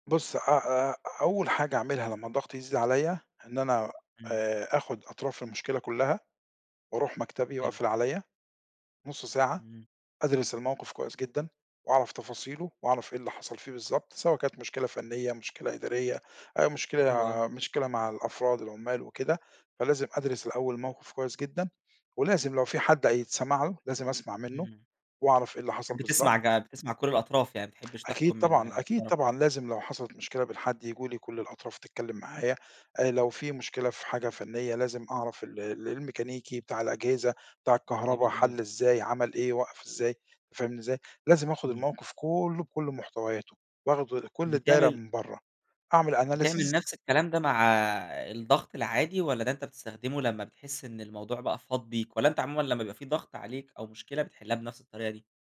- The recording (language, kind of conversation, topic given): Arabic, podcast, إزاي بتتعامل مع ضغط الشغل اليومي؟
- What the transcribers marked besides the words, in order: unintelligible speech; in English: "analysis"